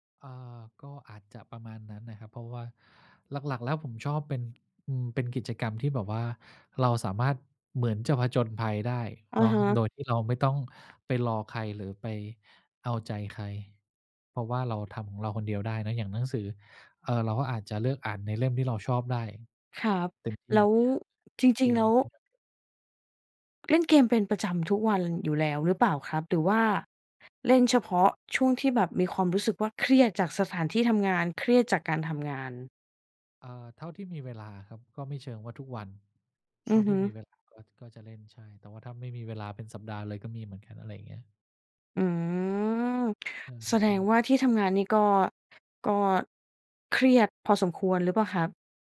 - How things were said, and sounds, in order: tapping; other background noise; drawn out: "อืม"
- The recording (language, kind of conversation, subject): Thai, podcast, การพักผ่อนแบบไหนช่วยให้คุณกลับมามีพลังอีกครั้ง?